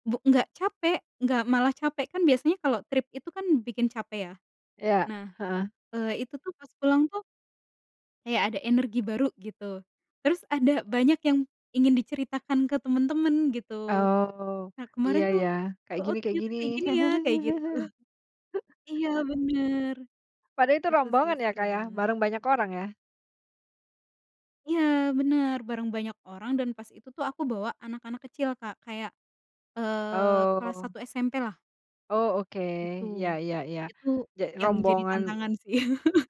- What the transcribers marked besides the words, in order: chuckle; laughing while speaking: "gitu"; laughing while speaking: "sih"; chuckle
- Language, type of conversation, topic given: Indonesian, podcast, Apa momen paling damai yang pernah kamu rasakan saat berada di alam?